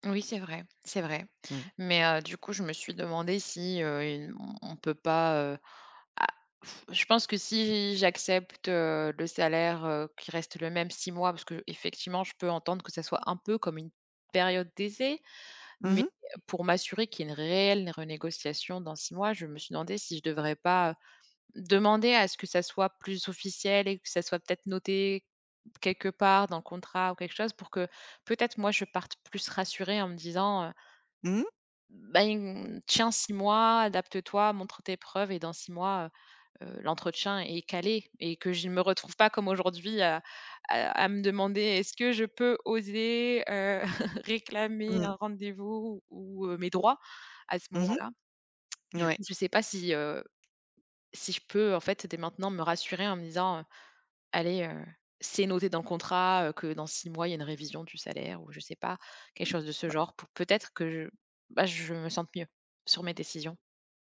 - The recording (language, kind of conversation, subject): French, advice, Comment surmonter mon manque de confiance pour demander une augmentation ou une promotion ?
- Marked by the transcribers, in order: blowing; stressed: "période d'essai"; stressed: "réelle"; stressed: "Ben"; chuckle; stressed: "mes droits"